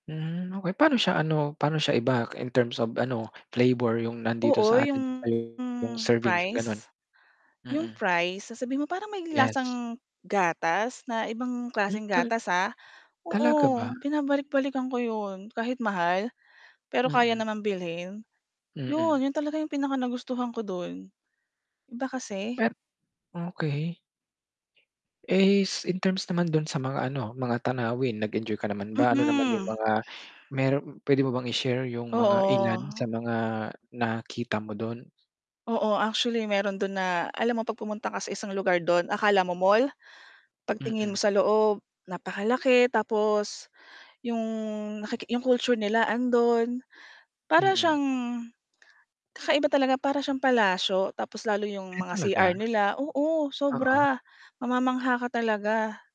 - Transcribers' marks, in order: static; distorted speech; tapping; other background noise; tongue click
- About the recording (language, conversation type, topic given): Filipino, podcast, Ano ang maipapayo mo sa unang beses na maglakbay nang mag-isa?